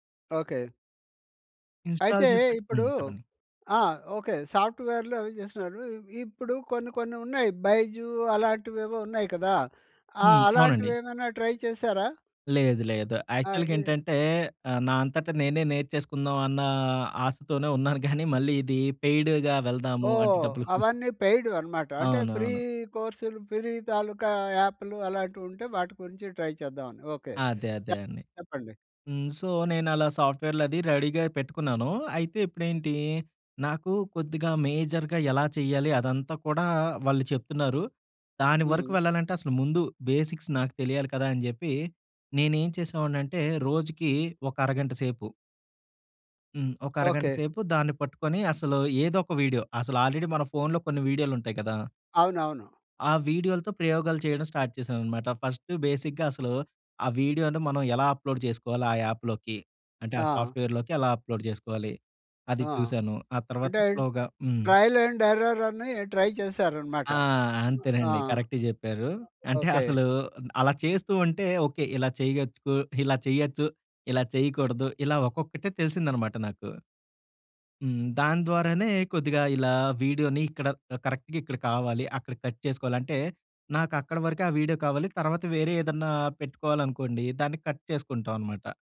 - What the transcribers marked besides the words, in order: in English: "ఇన్‌స్టాల్"; in English: "బైజూ"; in English: "ట్రై"; in English: "యాక్చువల్‌గేంటంటే"; in English: "పెయిడ్‌గా"; in English: "పెయిడ్‌వనమాట"; giggle; in English: "ఫ్రీ"; in English: "ఫ్రీ"; in English: "ట్రై"; in English: "సో"; in English: "రెడీగా"; in English: "మేజర్‌గా"; in English: "బేసిక్స్"; in English: "ఆల్రెడీ"; in English: "స్టార్ట్"; in English: "బేసిగ్గా"; in English: "అప్లోడ్"; in English: "యాప్‌లోకి?"; in English: "సాఫ్ట్‌వేర్‌లోకి"; in English: "అప్లోడ్"; in English: "ట్రయల్ అండ్ ఎర్రర్"; in English: "స్లోగా"; in English: "ట్రై"; in English: "కరెక్ట్"; in English: "కరెక్ట్‌గా"; in English: "కట్"; in English: "కట్"
- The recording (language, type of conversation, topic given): Telugu, podcast, స్వీయ అభ్యాసం కోసం మీ రోజువారీ విధానం ఎలా ఉంటుంది?